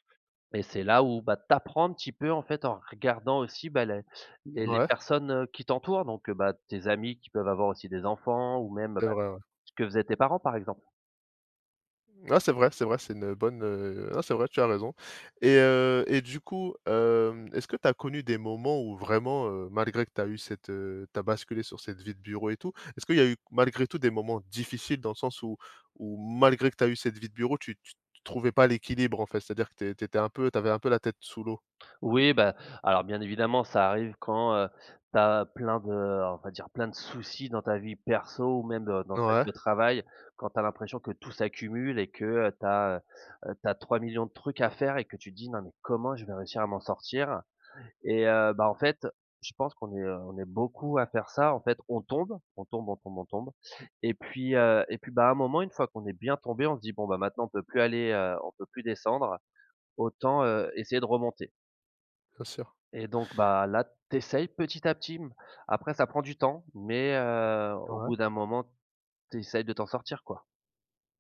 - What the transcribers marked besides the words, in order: stressed: "difficiles"
- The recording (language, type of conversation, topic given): French, podcast, Comment gères-tu l’équilibre entre le travail et la vie personnelle ?